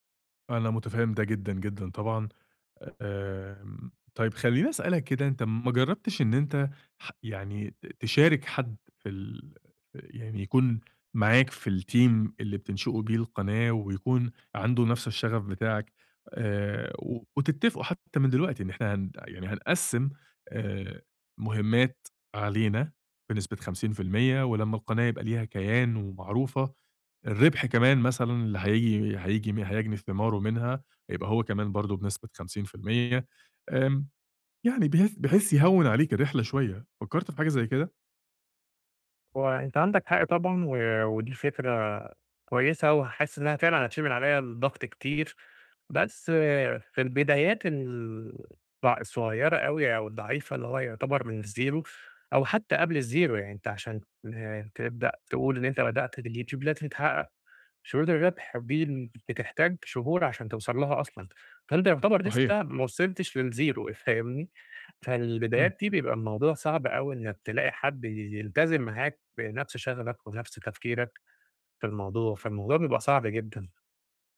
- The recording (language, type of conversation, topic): Arabic, advice, إزاي بتعاني من إن الشغل واخد وقتك ومأثر على حياتك الشخصية؟
- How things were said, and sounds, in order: tapping; in English: "الteam"; in English: "الzero"; in English: "الzero"; other background noise; in English: "للzero"